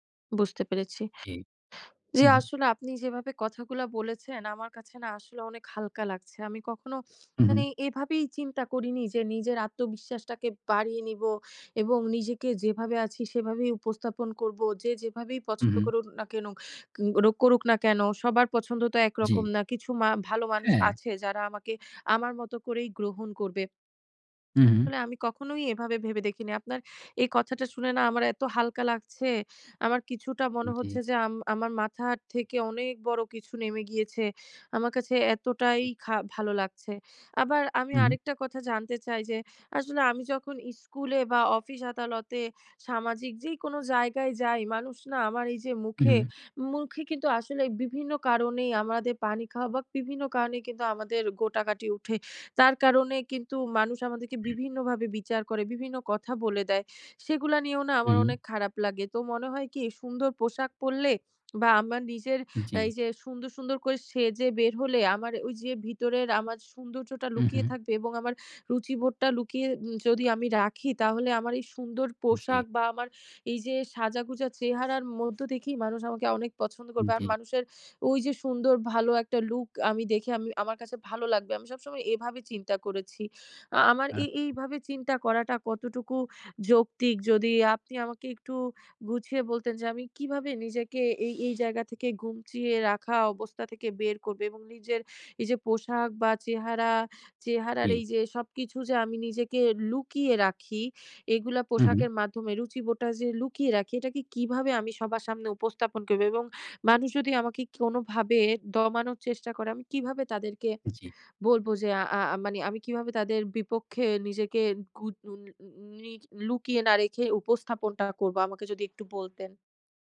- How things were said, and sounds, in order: sniff; other background noise; lip smack; tapping; "গুটিয়ে" said as "ঘুমচিয়ে"; unintelligible speech
- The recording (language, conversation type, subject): Bengali, advice, আপনি পোশাক-পরিচ্ছদ ও বাহ্যিক চেহারায় নিজের রুচি কীভাবে লুকিয়ে রাখেন?